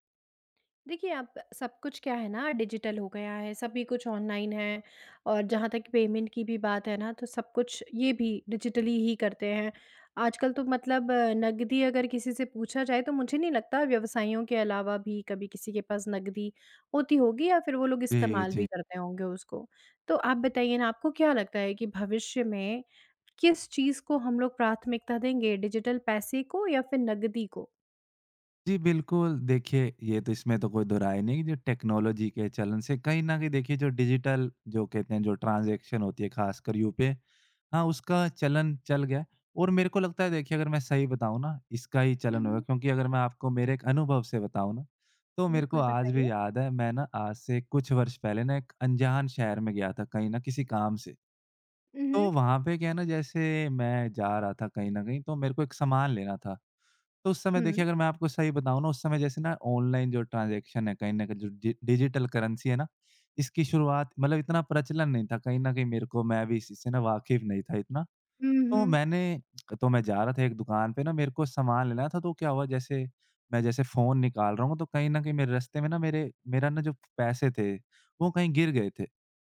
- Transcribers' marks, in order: in English: "डिजिटल"; in English: "पेमेंट"; in English: "डिजिटली"; in English: "डिजिटल"; in English: "टेक्नोलॉज़ी"; in English: "डिजिटल"; in English: "ट्रांज़ेक्शन"; in English: "ट्रांजेक्शन"; in English: "डि डिजिटल करेंसी"; tapping
- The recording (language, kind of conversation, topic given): Hindi, podcast, भविष्य में डिजिटल पैसे और नकदी में से किसे ज़्यादा तरजीह मिलेगी?